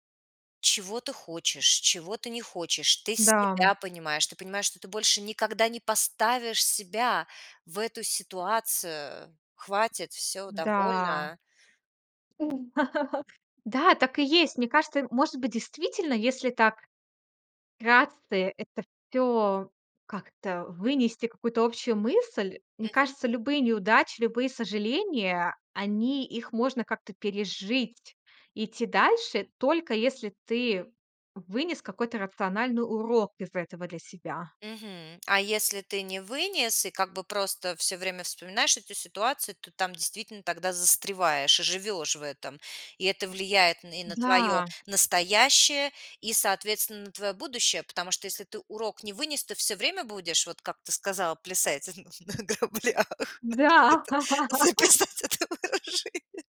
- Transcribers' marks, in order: stressed: "поставишь себя"; drawn out: "Да"; tapping; chuckle; other background noise; laughing while speaking: "на граблях. Надо где-то записать это выражение"; laugh
- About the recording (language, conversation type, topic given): Russian, podcast, Как перестать надолго застревать в сожалениях?